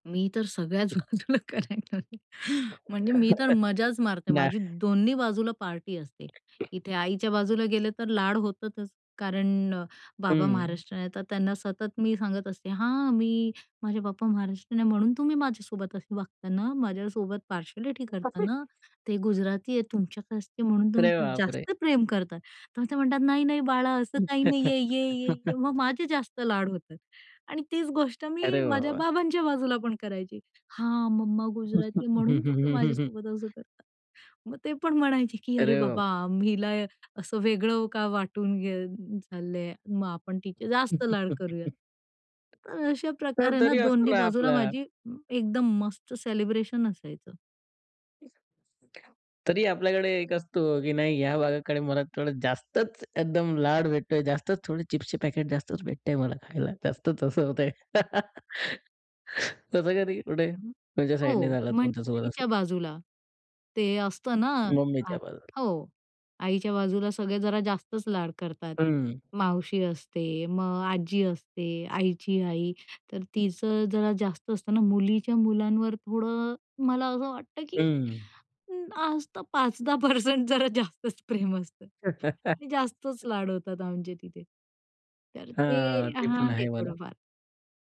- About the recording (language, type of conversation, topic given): Marathi, podcast, लहानपणी दोन वेगवेगळ्या संस्कृतींमध्ये वाढण्याचा तुमचा अनुभव कसा होता?
- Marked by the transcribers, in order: laughing while speaking: "सगळ्याच बाजूला करायची"; chuckle; other background noise; tapping; in English: "पार्शलिटी"; unintelligible speech; chuckle; chuckle; chuckle; other noise; stressed: "जास्तच"; laugh; chuckle